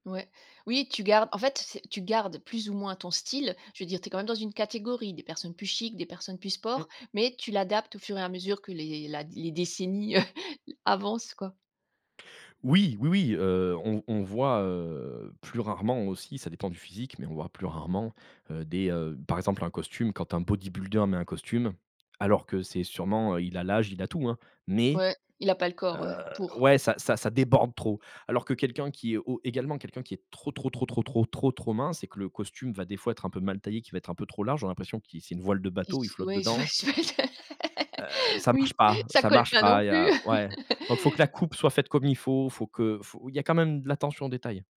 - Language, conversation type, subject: French, podcast, Quel style te donne tout de suite confiance ?
- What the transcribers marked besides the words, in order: chuckle; laughing while speaking: "il s pas"; unintelligible speech; laugh; laugh